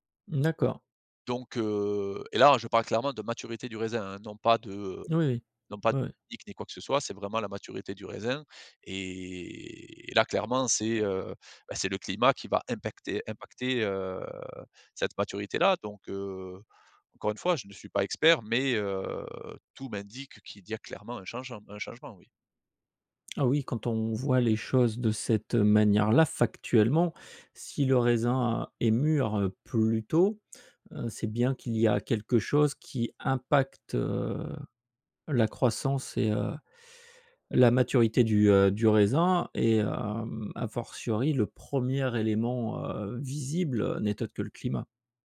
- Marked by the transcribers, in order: drawn out: "et"
- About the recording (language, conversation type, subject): French, podcast, Que penses-tu des saisons qui changent à cause du changement climatique ?